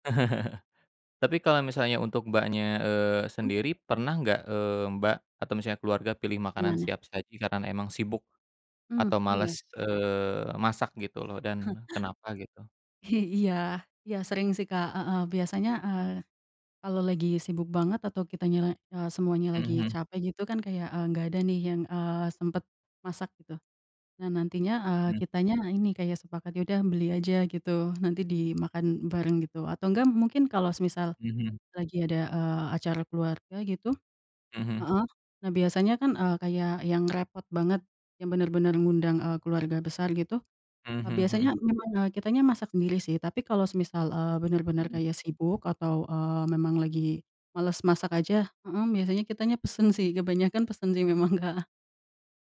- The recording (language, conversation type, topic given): Indonesian, unstructured, Apakah kamu setuju bahwa makanan cepat saji merusak budaya makan bersama keluarga?
- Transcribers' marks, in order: chuckle; other background noise; tapping; chuckle